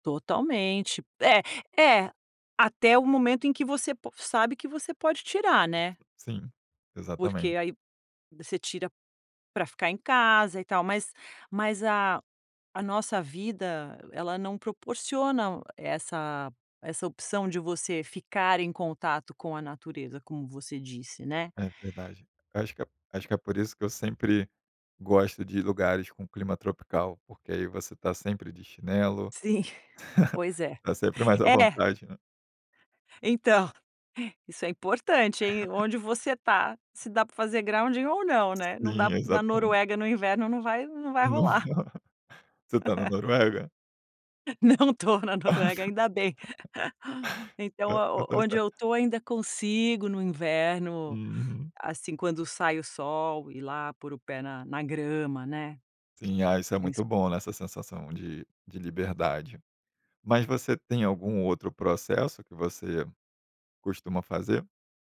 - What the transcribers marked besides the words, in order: chuckle; laugh; chuckle; laugh; in English: "grounding"; laughing while speaking: "Não v"; laugh; laughing while speaking: "Não estou na Noruega, ainda bem"; laugh
- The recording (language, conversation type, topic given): Portuguese, podcast, Que hábitos simples ajudam a reduzir o estresse rapidamente?